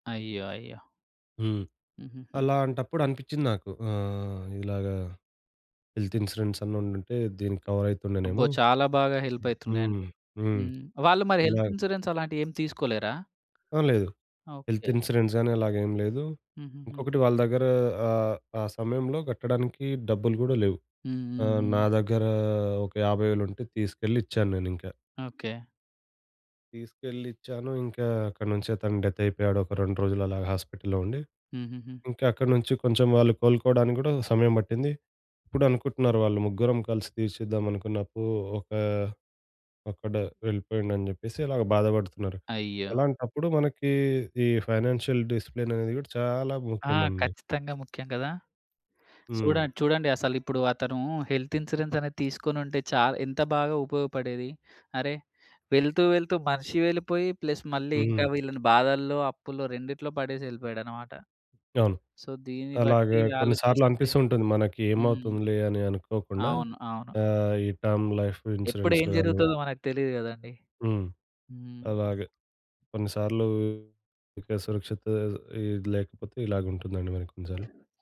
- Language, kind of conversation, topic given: Telugu, podcast, ఆర్థిక సురక్షత మీకు ఎంత ముఖ్యమైనది?
- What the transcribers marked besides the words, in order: in English: "హెల్త్ ఇన్స్యూరెన్స్"; tapping; in English: "హెల్ప్"; other noise; in English: "హెల్త్ ఇన్స్యూరెన్స్"; in English: "హెల్త్ ఇన్సూరెన్స్"; in English: "డెత్"; in English: "ఫైనాన్షియల్ డిసిప్లిన్"; in English: "హెల్త్ ఇన్స్యూరెన్స్"; in English: "ప్లస్"; in English: "సో"; in English: "టర్మ్ లైఫ్"